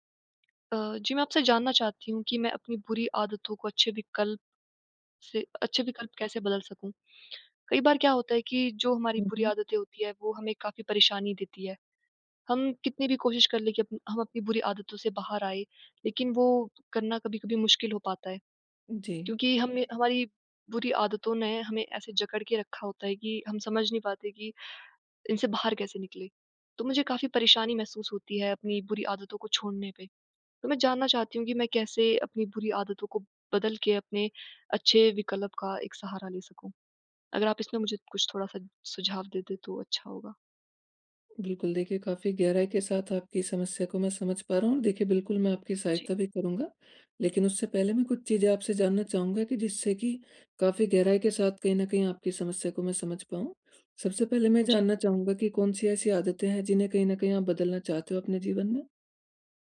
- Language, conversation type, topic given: Hindi, advice, मैं नकारात्मक आदतों को बेहतर विकल्पों से कैसे बदल सकता/सकती हूँ?
- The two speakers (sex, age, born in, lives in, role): female, 20-24, India, India, user; male, 20-24, India, India, advisor
- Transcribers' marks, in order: tapping